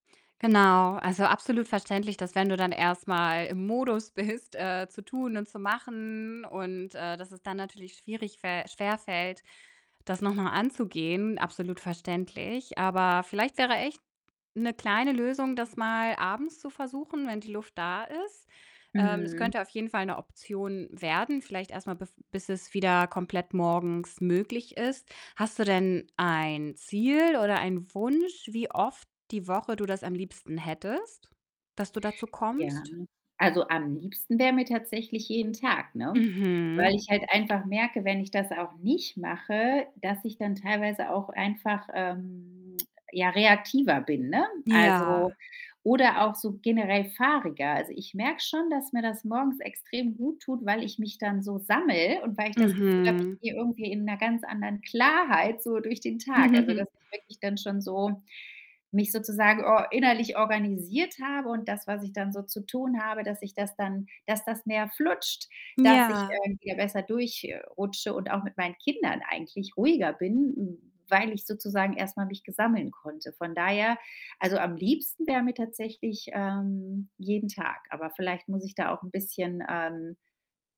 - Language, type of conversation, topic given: German, advice, Warum fällt es dir schwer, eine Meditations- oder Achtsamkeitsgewohnheit konsequent beizubehalten?
- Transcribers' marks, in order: distorted speech; laughing while speaking: "bist"; other background noise; tsk; chuckle; joyful: "flutscht"